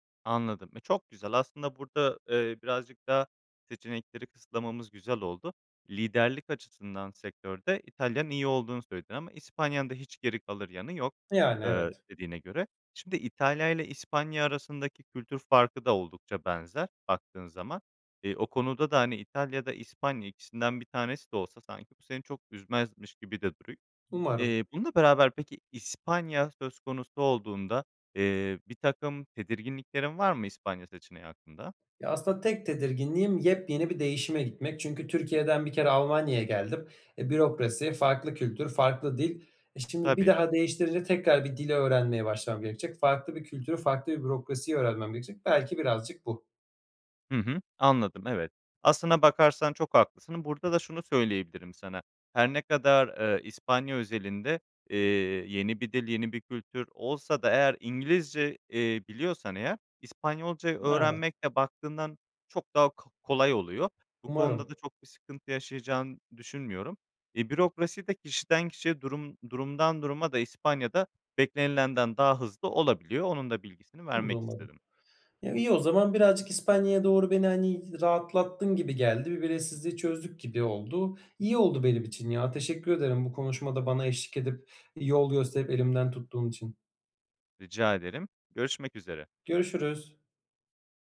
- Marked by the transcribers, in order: other background noise
- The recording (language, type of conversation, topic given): Turkish, advice, Gelecek belirsizliği yüzünden sürekli kaygı hissettiğimde ne yapabilirim?